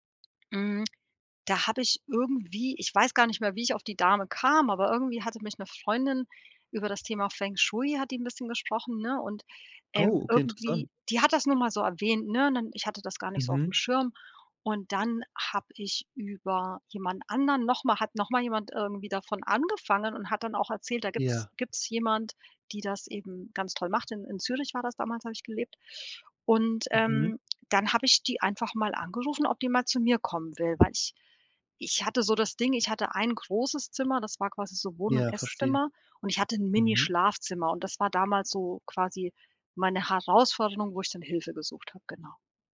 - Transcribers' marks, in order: other background noise; tapping
- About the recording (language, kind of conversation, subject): German, podcast, Was machst du, um dein Zuhause gemütlicher zu machen?